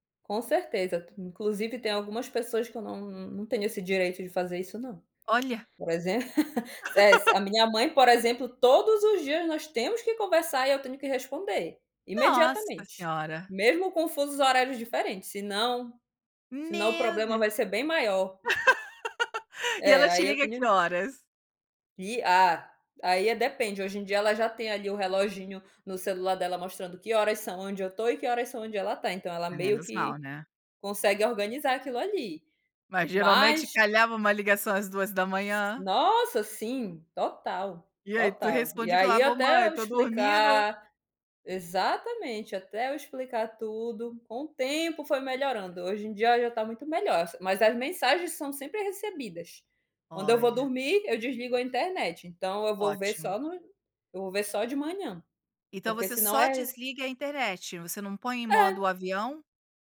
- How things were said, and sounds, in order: tapping; laugh; unintelligible speech; laugh
- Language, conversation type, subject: Portuguese, podcast, Como usar o celular sem perder momentos importantes na vida?